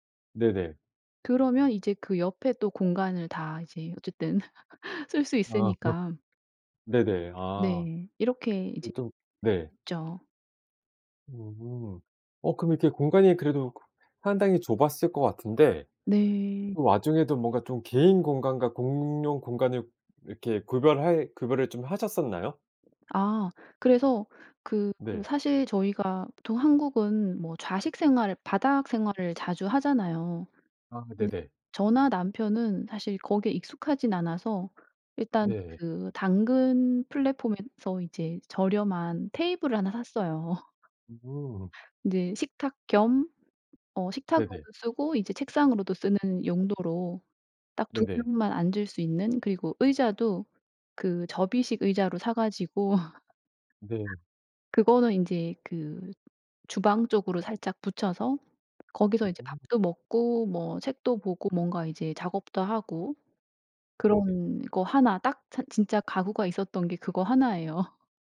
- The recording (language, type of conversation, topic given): Korean, podcast, 작은 집에서도 더 편하게 생활할 수 있는 팁이 있나요?
- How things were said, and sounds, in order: laugh; laughing while speaking: "아"; tapping; other background noise; laugh; laugh; laughing while speaking: "하나 예요"